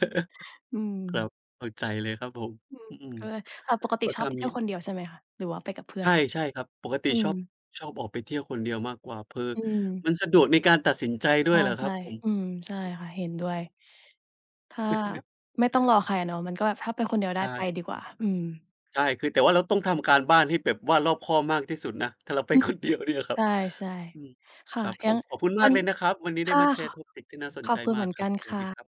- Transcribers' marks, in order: other background noise; chuckle; laughing while speaking: "คนเดียว"
- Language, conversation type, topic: Thai, unstructured, สถานที่ไหนที่ทำให้คุณรู้สึกทึ่งมากที่สุด?